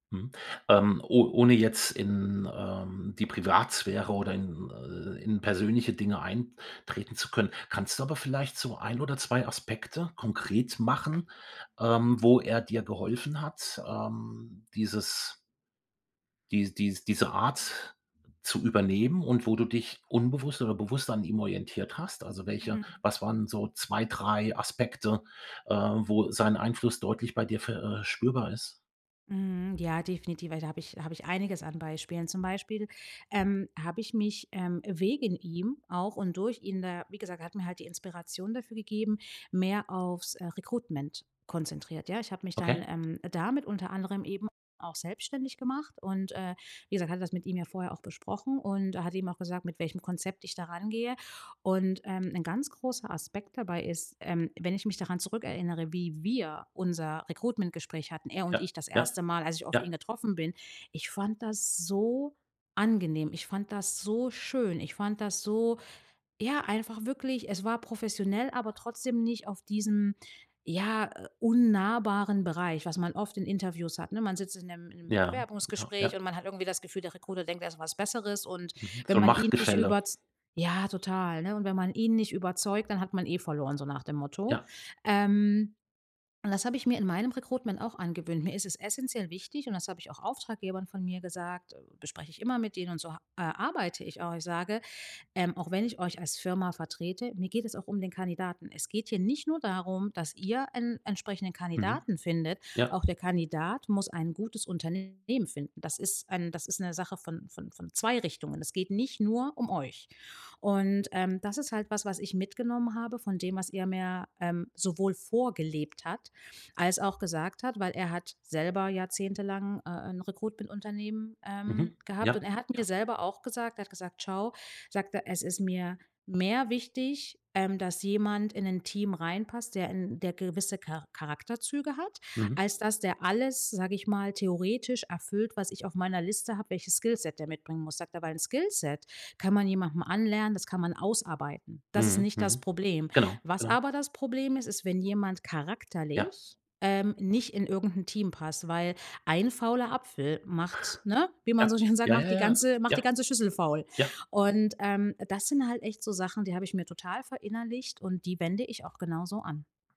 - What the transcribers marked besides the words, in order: stressed: "wir"; stressed: "so angenehm"; stressed: "so schön"; in English: "Skillset"; in English: "Skillset"; laughing while speaking: "so schön sagt"
- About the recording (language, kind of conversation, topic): German, podcast, Was macht für dich ein starkes Mentorenverhältnis aus?